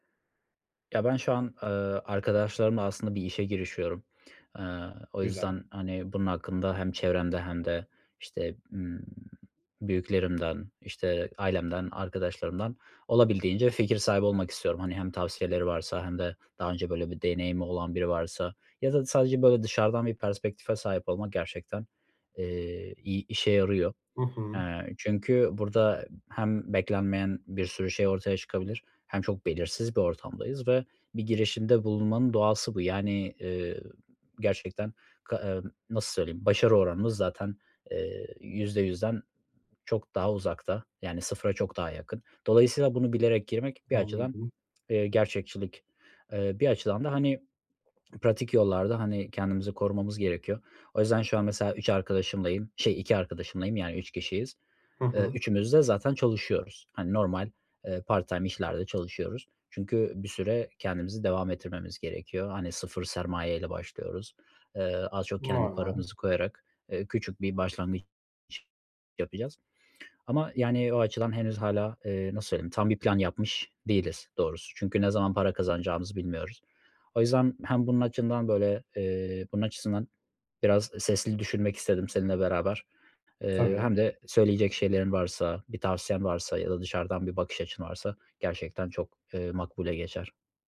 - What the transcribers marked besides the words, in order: other background noise; tapping; swallow
- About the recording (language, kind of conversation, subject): Turkish, advice, Kaynakları işimde daha verimli kullanmak için ne yapmalıyım?